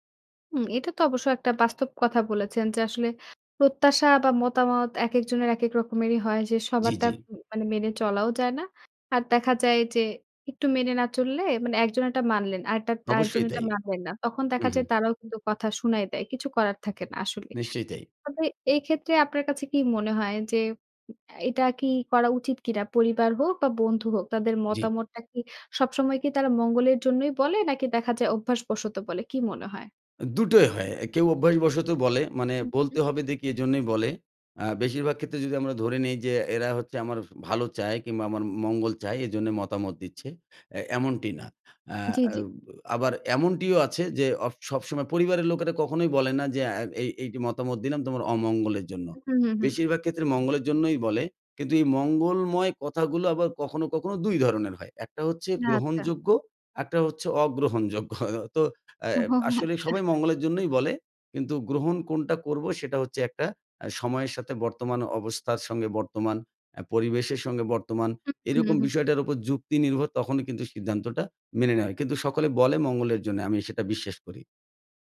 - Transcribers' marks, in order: horn; other background noise; "দেখি" said as "দেকি"; chuckle; laughing while speaking: "ওহ! হ আচ্ছা"
- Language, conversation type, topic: Bengali, podcast, কীভাবে পরিবার বা বন্ধুদের মতামত সামলে চলেন?